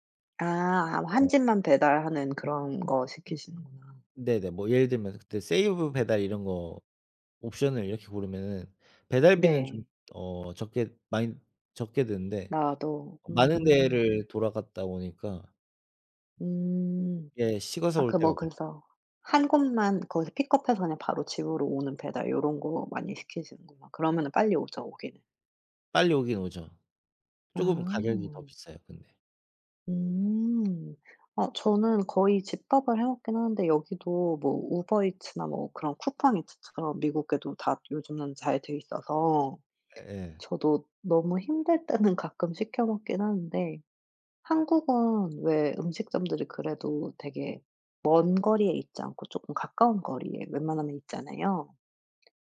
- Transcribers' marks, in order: other background noise; tapping
- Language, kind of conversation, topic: Korean, unstructured, 음식 배달 서비스를 너무 자주 이용하는 것은 문제가 될까요?